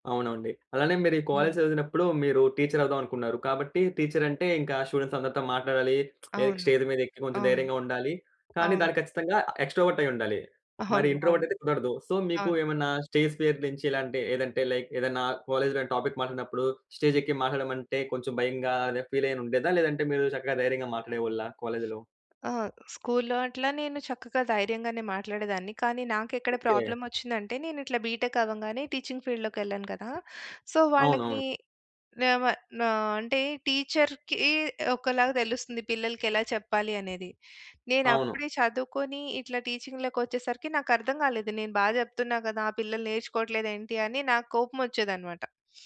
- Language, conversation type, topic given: Telugu, podcast, మీరు ఇతరుల పనిని చూసి మరింత ప్రేరణ పొందుతారా, లేక ఒంటరిగా ఉన్నప్పుడు ఉత్సాహం తగ్గిపోతుందా?
- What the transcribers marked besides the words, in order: tapping; lip smack; in English: "స్టేజ్"; chuckle; in English: "సో"; in English: "స్టేజ్ ఫియర్"; in English: "లైక్"; in English: "టాపిక్"; other background noise; in English: "బీ‌టెక్"; in English: "టీచింగ్ ఫీల్డ్‌లోకెళ్ళాను"; in English: "సో"; in English: "టీచర్‌కీ"; in English: "టీచింగ్‌లో‌కొచ్చేసరికి"